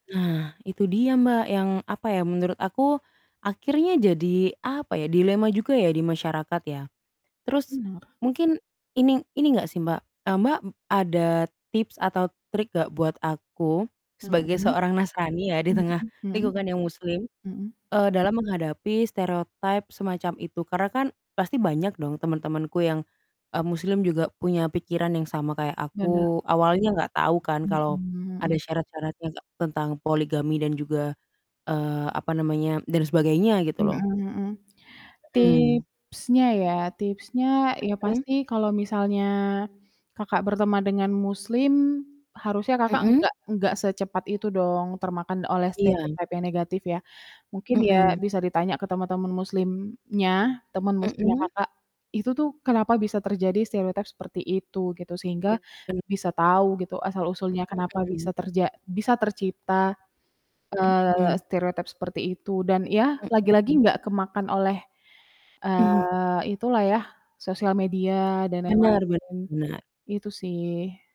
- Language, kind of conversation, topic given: Indonesian, unstructured, Apa yang paling membuatmu kesal tentang stereotip budaya atau agama?
- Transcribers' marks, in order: static; distorted speech; other noise; other background noise